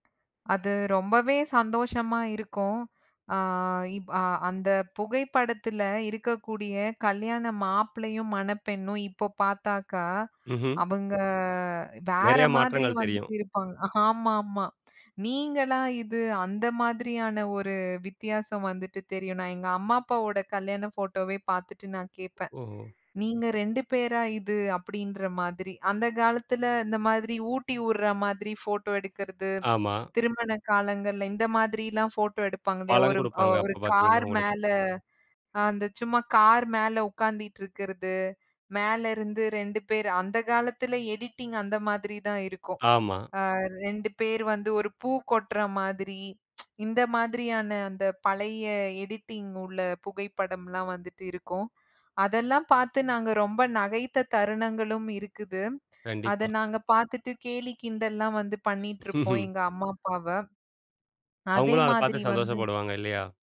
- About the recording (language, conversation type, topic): Tamil, podcast, பழைய குடும்பப் புகைப்படங்கள் உங்களுக்கு ஏன் முக்கியமானவை?
- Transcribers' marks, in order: tapping; in English: "ஃபோட்டோவே"; other noise; in English: "ஃபோட்டோ"; other background noise; in English: "ஃபோட்டோ"; in English: "எடிட்டிங்"; in English: "எடிட்டிங்"; laughing while speaking: "ம்ஹ்ம்"